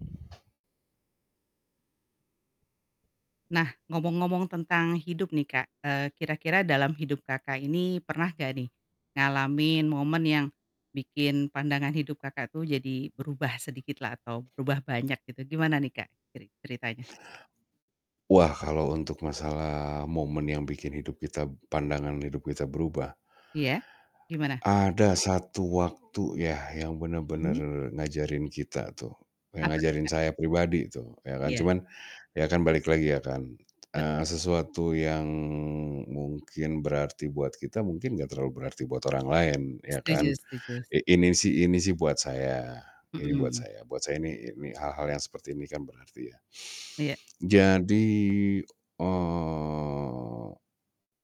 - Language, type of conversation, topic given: Indonesian, podcast, Pernahkah kamu mengalami momen yang mengubah cara pandangmu tentang hidup?
- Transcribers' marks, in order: other background noise; distorted speech; drawn out: "yang"; static; drawn out: "eee"